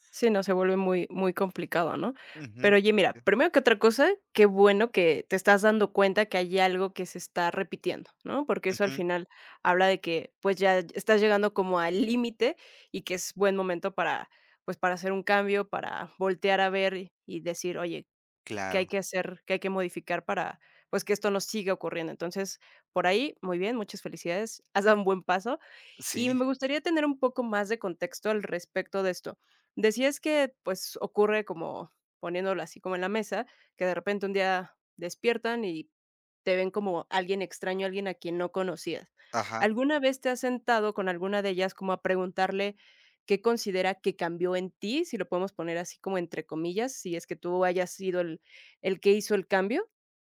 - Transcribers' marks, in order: unintelligible speech
- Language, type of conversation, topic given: Spanish, advice, ¿Por qué repito relaciones románticas dañinas?